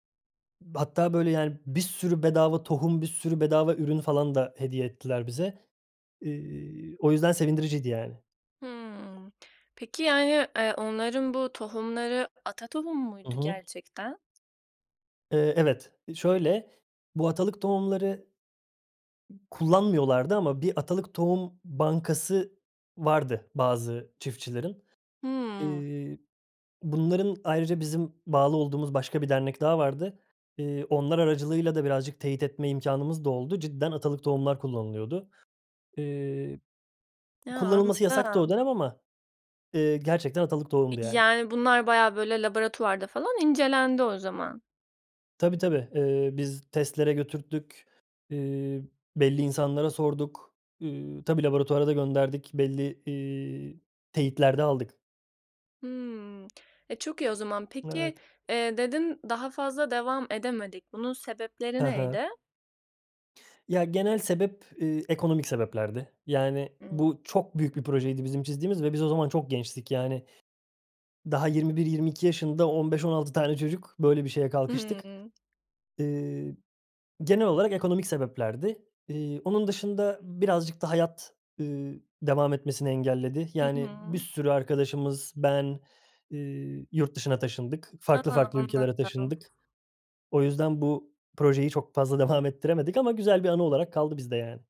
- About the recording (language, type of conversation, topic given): Turkish, podcast, En sevdiğin yaratıcı projen neydi ve hikâyesini anlatır mısın?
- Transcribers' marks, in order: other background noise; tapping; unintelligible speech; laughing while speaking: "devam"